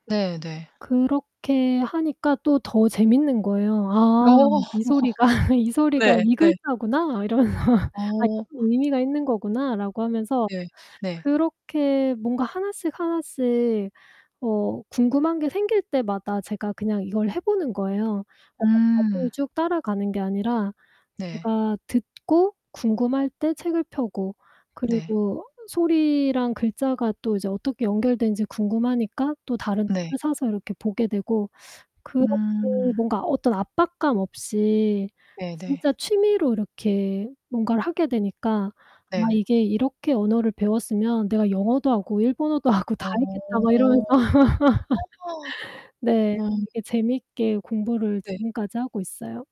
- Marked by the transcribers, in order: laughing while speaking: "어"; laughing while speaking: "소리가"; laugh; distorted speech; laughing while speaking: "' 이러면서"; tapping; unintelligible speech; laughing while speaking: "일본어도 하고"; laughing while speaking: "' 막 이러면서"; gasp
- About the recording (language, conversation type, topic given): Korean, podcast, 학습의 즐거움을 언제 처음 느꼈나요?
- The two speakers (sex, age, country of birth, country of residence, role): female, 40-44, South Korea, United States, host; female, 45-49, South Korea, United States, guest